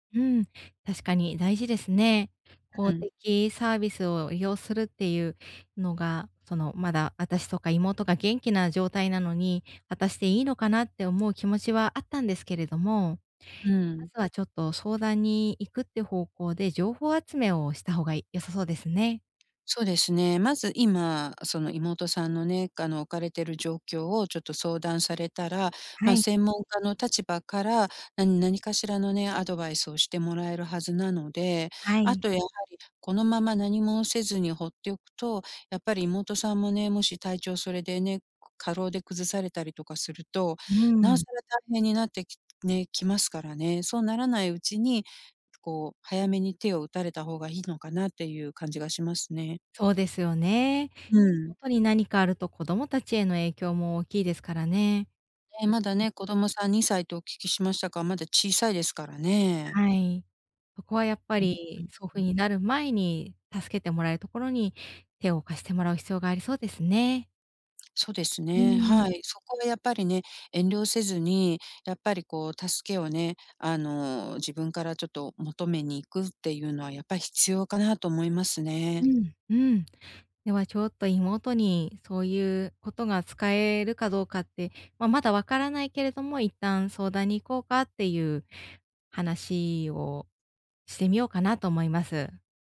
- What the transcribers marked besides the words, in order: tapping; other background noise
- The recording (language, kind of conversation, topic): Japanese, advice, 介護と仕事をどのように両立すればよいですか？
- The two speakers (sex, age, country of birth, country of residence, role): female, 35-39, Japan, Japan, user; female, 55-59, Japan, United States, advisor